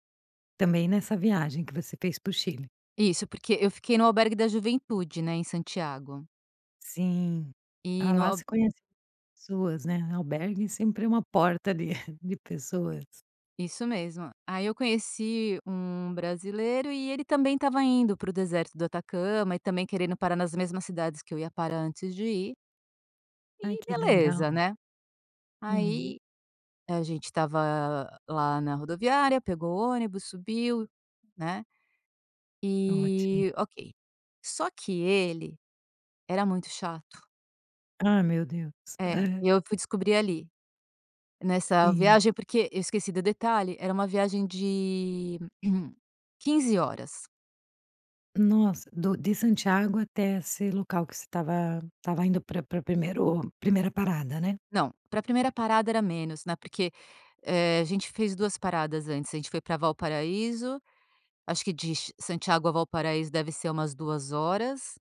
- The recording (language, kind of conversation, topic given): Portuguese, podcast, Já fez alguma amizade que durou além da viagem?
- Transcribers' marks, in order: chuckle; throat clearing; tapping